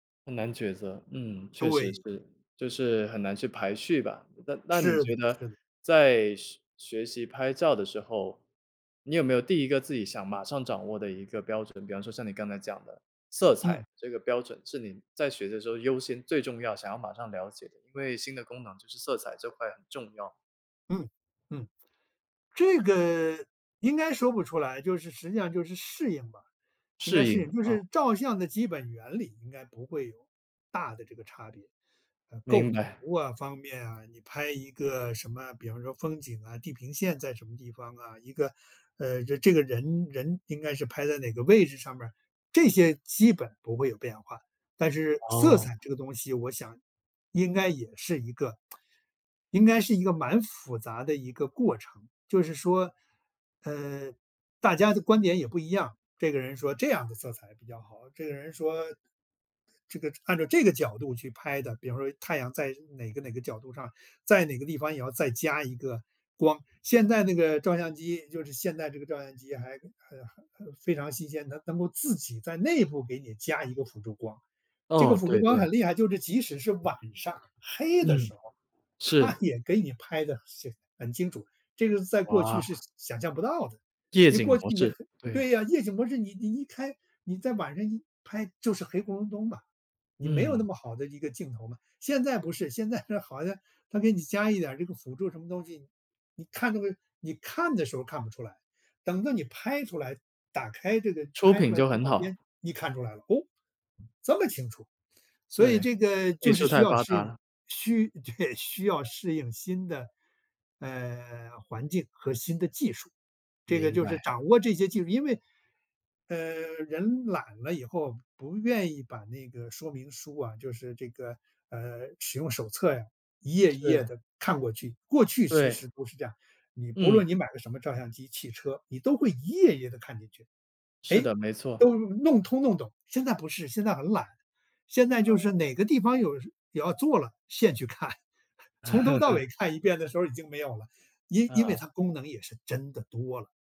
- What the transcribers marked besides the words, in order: tsk; other background noise; tsk; laughing while speaking: "它"; laughing while speaking: "对"; laughing while speaking: "看"; chuckle
- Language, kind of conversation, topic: Chinese, podcast, 面对信息爆炸时，你会如何筛选出值得重新学习的内容？